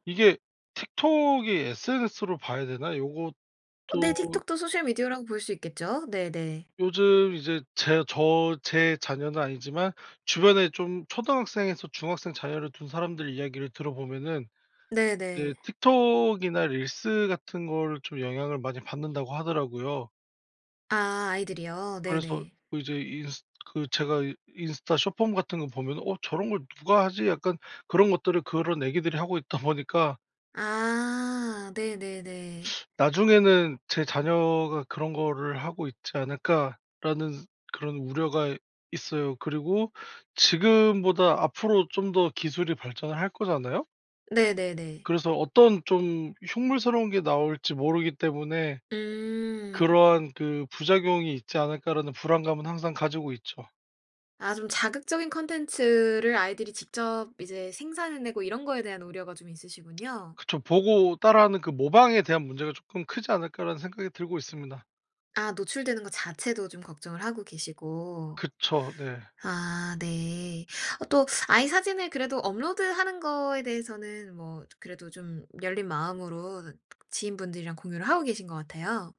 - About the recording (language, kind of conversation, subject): Korean, podcast, SNS가 일상에 어떤 영향을 준다고 보세요?
- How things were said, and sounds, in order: laughing while speaking: "있다"; teeth sucking; lip smack; tapping; other background noise